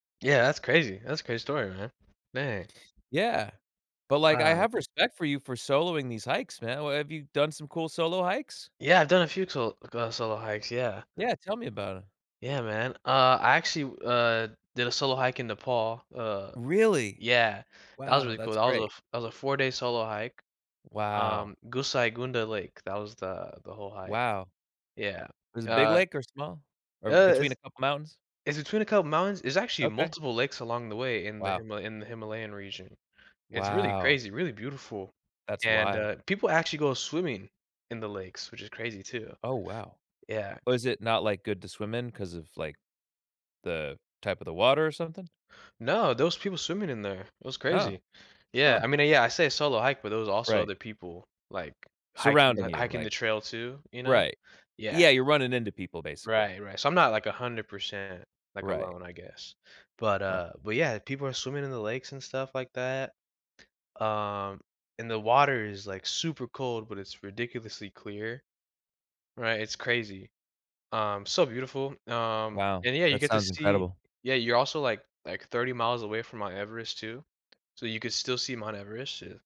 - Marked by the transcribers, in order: other background noise
- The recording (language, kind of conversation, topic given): English, unstructured, What factors matter most to you when choosing between a city trip and a countryside getaway?
- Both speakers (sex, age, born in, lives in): male, 20-24, United States, United States; male, 35-39, United States, United States